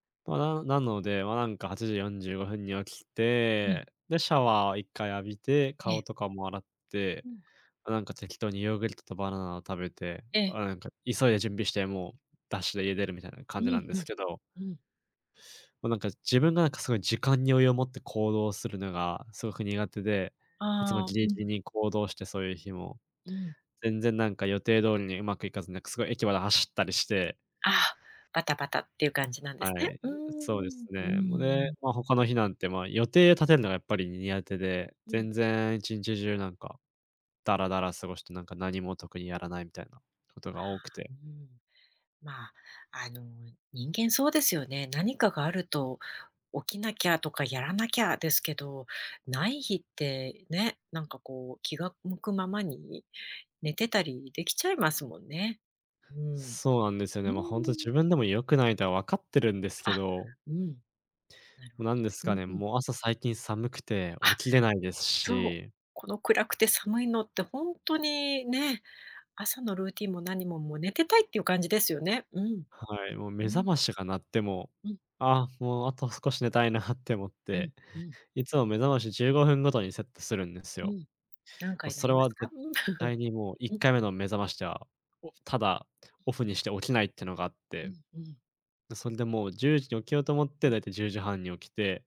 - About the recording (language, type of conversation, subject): Japanese, advice, 朝のルーティンが整わず一日中だらけるのを改善するにはどうすればよいですか？
- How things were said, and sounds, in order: chuckle